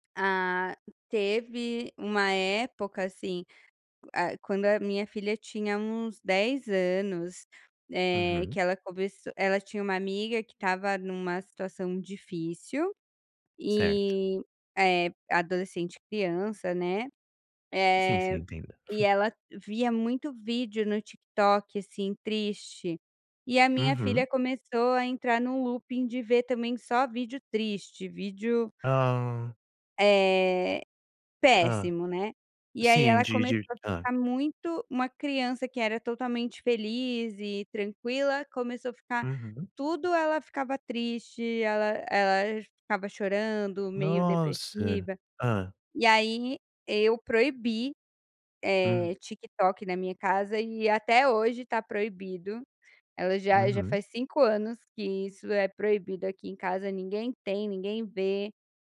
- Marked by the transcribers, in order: in English: "looping"
- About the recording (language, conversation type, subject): Portuguese, podcast, Como cada geração na sua família usa as redes sociais e a tecnologia?